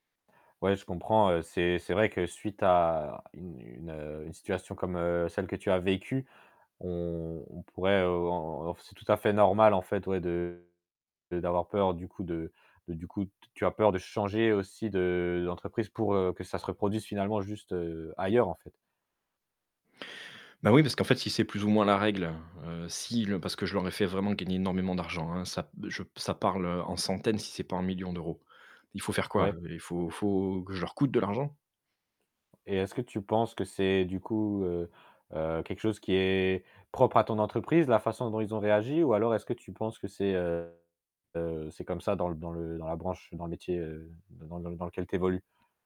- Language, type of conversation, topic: French, advice, Comment surmonter la peur de l’échec après une grosse déception qui t’empêche d’agir ?
- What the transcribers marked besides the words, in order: static; distorted speech; tapping